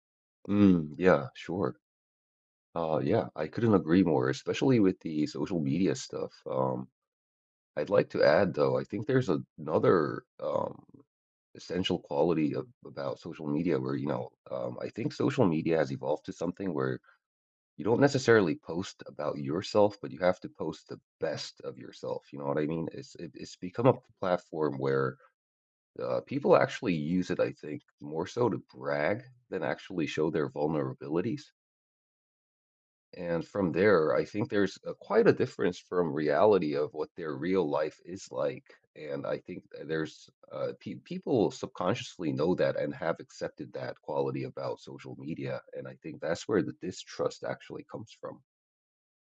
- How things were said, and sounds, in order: tapping
- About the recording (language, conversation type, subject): English, unstructured, Do you think people today trust each other less than they used to?